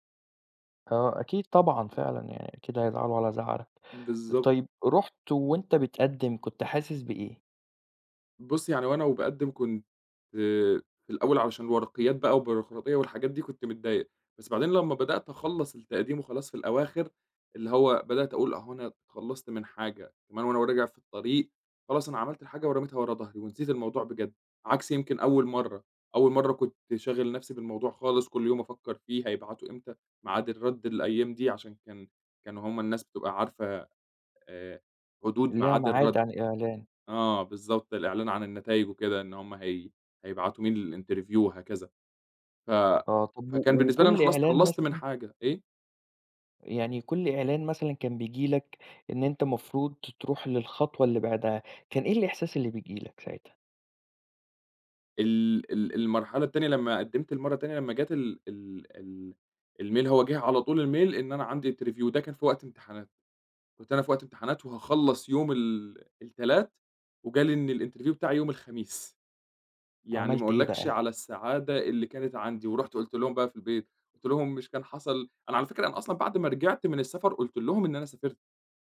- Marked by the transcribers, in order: in English: "الinterview"; in English: "الmail"; in English: "الmail"; in English: "interview"; in English: "الinterview"
- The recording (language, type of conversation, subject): Arabic, podcast, قرار غيّر مسار حياتك